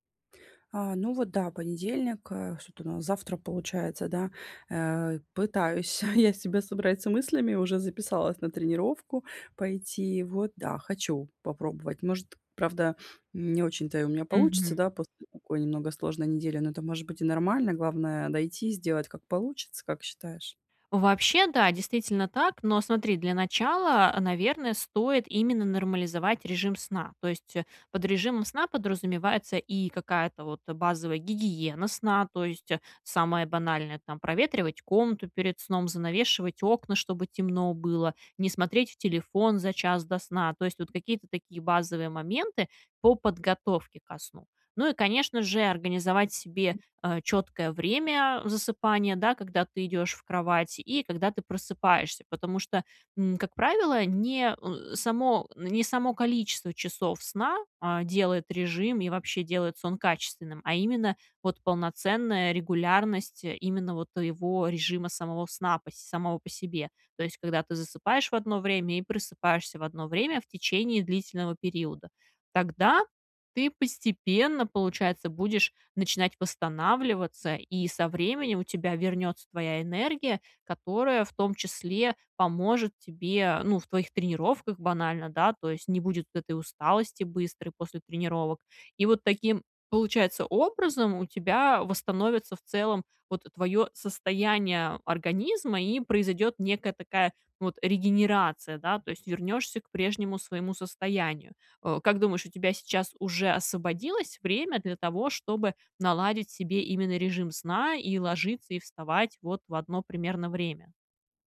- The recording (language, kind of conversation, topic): Russian, advice, Как улучшить сон и восстановление при активном образе жизни?
- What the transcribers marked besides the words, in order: chuckle